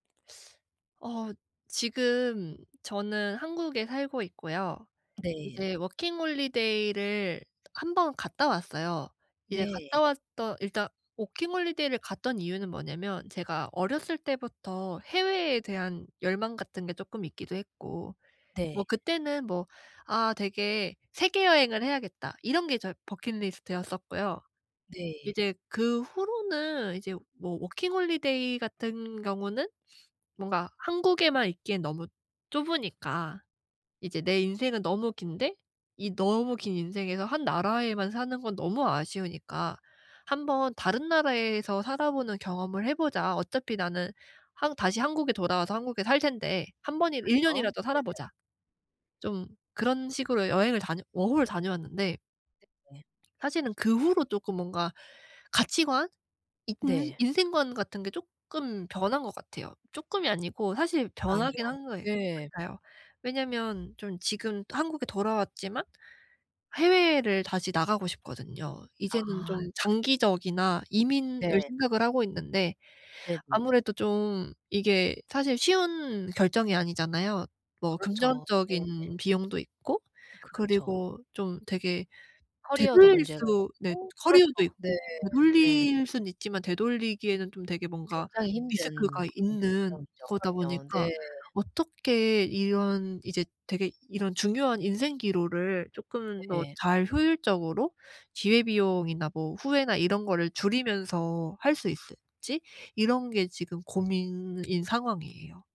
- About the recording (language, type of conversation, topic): Korean, advice, 중요한 인생 선택을 할 때 기회비용과 후회를 어떻게 최소화할 수 있을까요?
- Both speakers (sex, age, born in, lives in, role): female, 25-29, South Korea, Netherlands, user; female, 40-44, United States, United States, advisor
- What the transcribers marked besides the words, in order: tapping; teeth sucking; other background noise; in English: "버킷리스트였었고요"; in English: "리스크가"